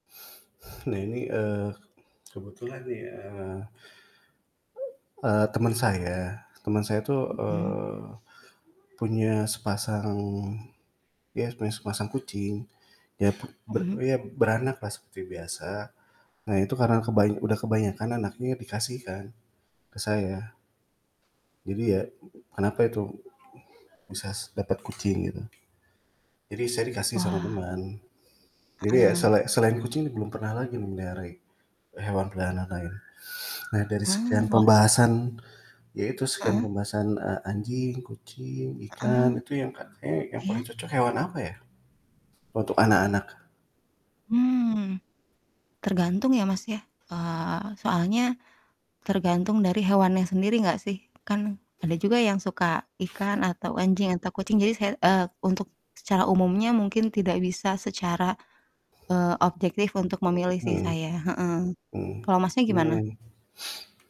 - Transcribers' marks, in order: static; other background noise; "bisa" said as "bisas"; tapping; distorted speech
- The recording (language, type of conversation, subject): Indonesian, unstructured, Bagaimana cara memilih hewan peliharaan yang cocok untuk keluarga?